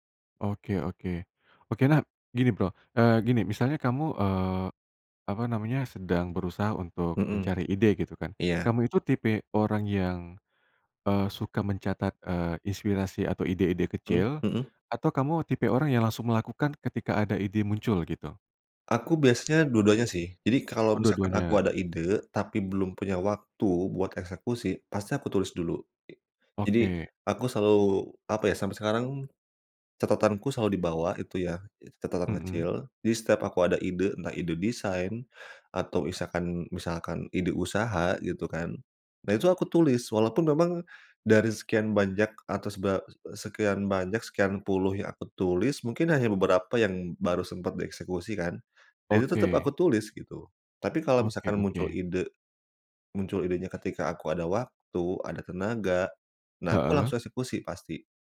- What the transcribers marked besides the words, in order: other background noise
- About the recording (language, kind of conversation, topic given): Indonesian, podcast, Apa kebiasaan sehari-hari yang membantu kreativitas Anda?